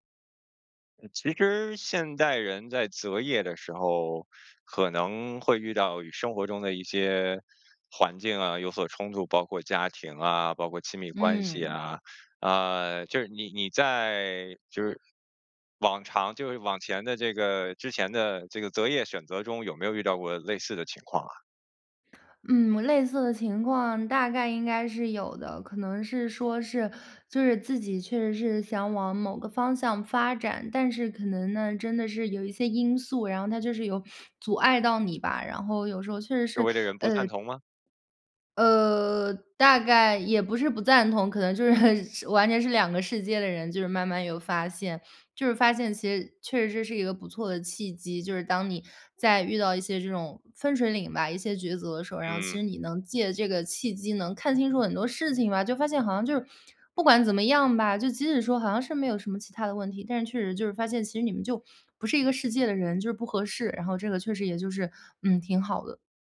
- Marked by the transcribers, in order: other background noise; laughing while speaking: "就是"; other noise
- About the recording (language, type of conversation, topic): Chinese, podcast, 当爱情与事业发生冲突时，你会如何取舍？